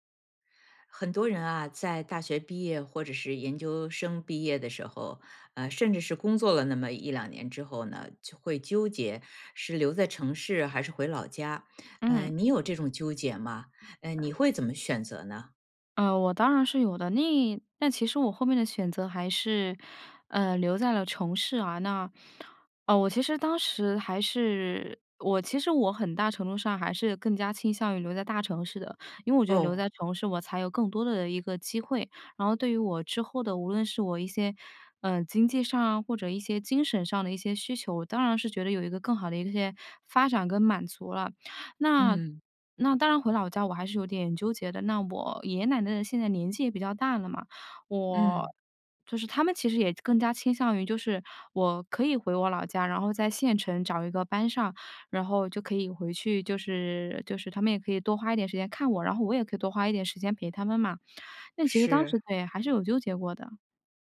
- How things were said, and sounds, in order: other background noise
- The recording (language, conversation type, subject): Chinese, podcast, 你会选择留在城市，还是回老家发展？